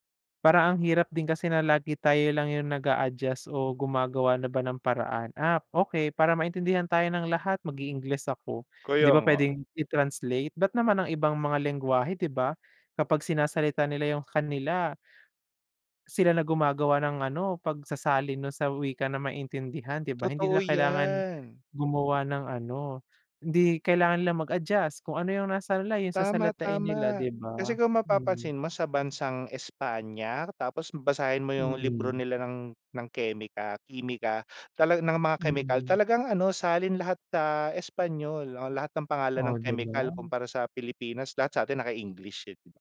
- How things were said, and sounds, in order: "nasa-line" said as "nasalay"
- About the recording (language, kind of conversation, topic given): Filipino, unstructured, Ano ang paborito mong bahagi ng kasaysayan ng Pilipinas?